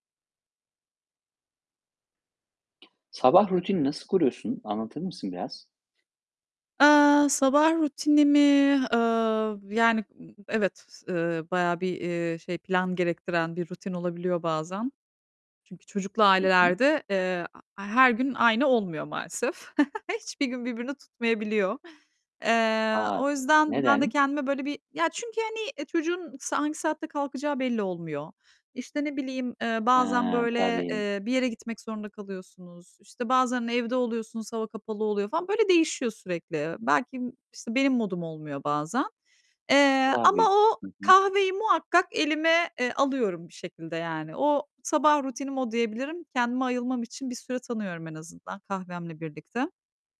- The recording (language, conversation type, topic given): Turkish, podcast, Sabah rutinini nasıl oluşturuyorsun?
- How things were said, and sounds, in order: other background noise; tapping; chuckle